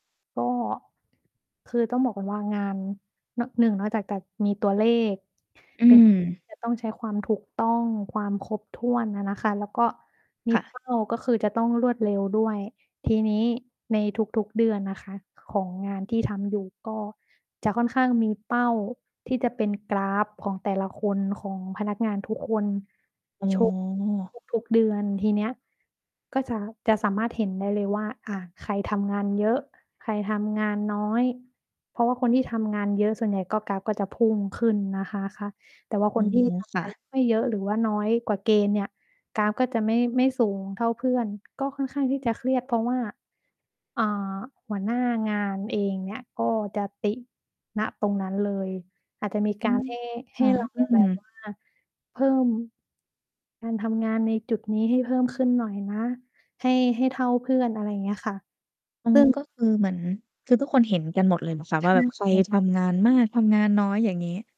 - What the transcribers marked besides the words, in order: distorted speech; mechanical hum
- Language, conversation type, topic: Thai, podcast, มีวิธีจัดการความเครียดจากงานอย่างไรบ้าง?
- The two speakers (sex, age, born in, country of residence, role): female, 20-24, Thailand, Thailand, host; female, 25-29, Thailand, Thailand, guest